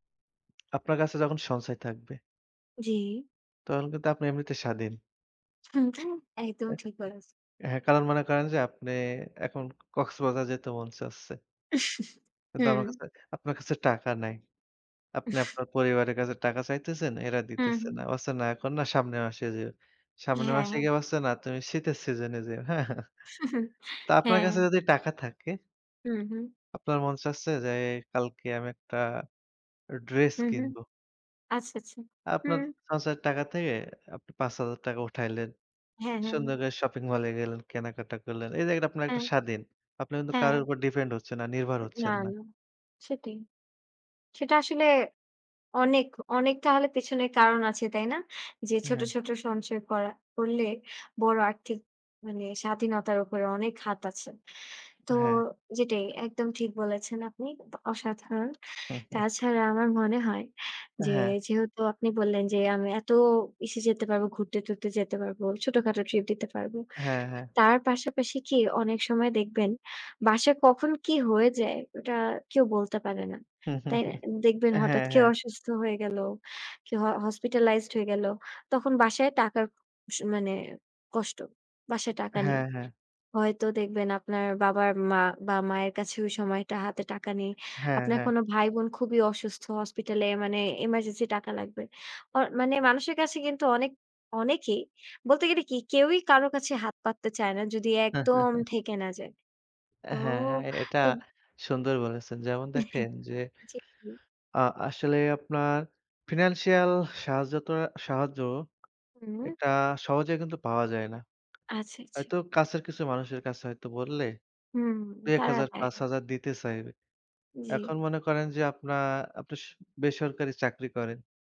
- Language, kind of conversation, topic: Bengali, unstructured, ছোট ছোট খরচ নিয়ন্ত্রণ করলে কীভাবে বড় সঞ্চয় হয়?
- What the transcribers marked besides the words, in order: tapping; unintelligible speech; other background noise; chuckle; laughing while speaking: "আপনার কাছে টাকা নাই"; "বলছে" said as "বছে"; "বলছে" said as "বছে"; chuckle; laughing while speaking: "হ্যাঁ"; chuckle; chuckle; chuckle; in English: "ফিন্যানন্সিয়াল"